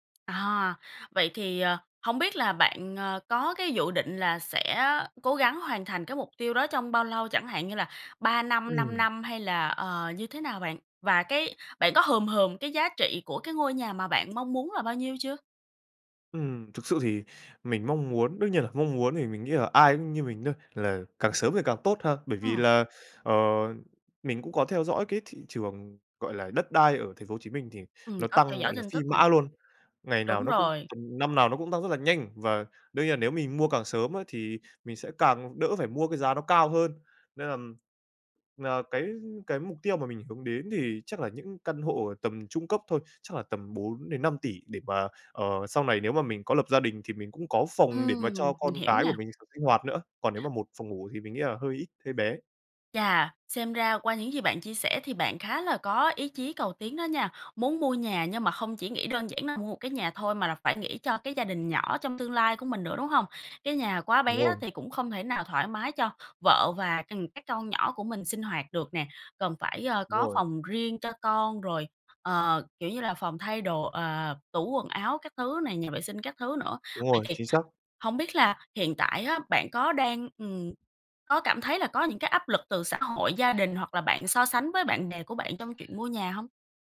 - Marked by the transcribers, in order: tapping; other background noise
- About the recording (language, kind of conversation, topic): Vietnamese, advice, Làm sao để dành tiền cho mục tiêu lớn như mua nhà?